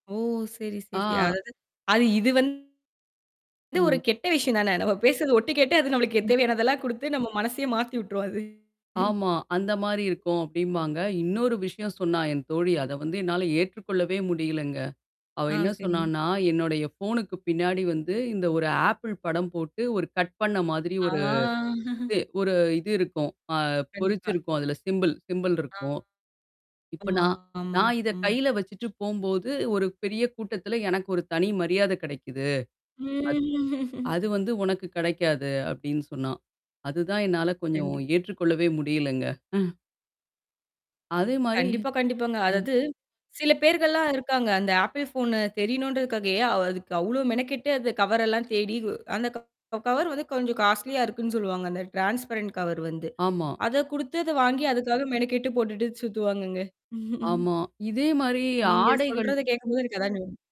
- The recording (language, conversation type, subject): Tamil, podcast, ஒரு பொருள் வாங்கும்போது அது உங்களை உண்மையாக பிரதிபலிக்கிறதா என்பதை நீங்கள் எப்படி முடிவெடுக்கிறீர்கள்?
- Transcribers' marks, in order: distorted speech; other noise; chuckle; tapping; drawn out: "ஆ"; chuckle; in English: "சிம்பள் சிம்பள்"; mechanical hum; laughing while speaking: "ம்"; drawn out: "ம்"; chuckle; static; in English: "காஸ்ட்லியா"; in English: "ட்ரான்ஸ்பரன்ட் கவர்"; chuckle